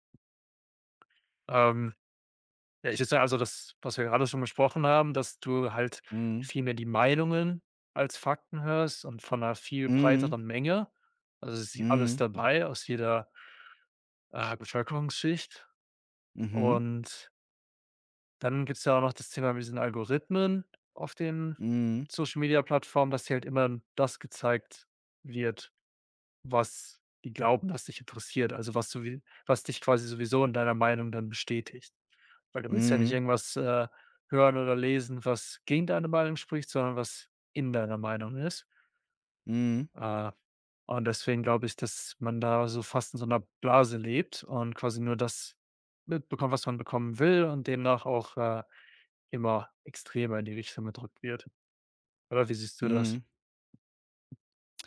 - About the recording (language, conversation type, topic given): German, unstructured, Wie beeinflussen soziale Medien unsere Wahrnehmung von Nachrichten?
- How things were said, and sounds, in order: other background noise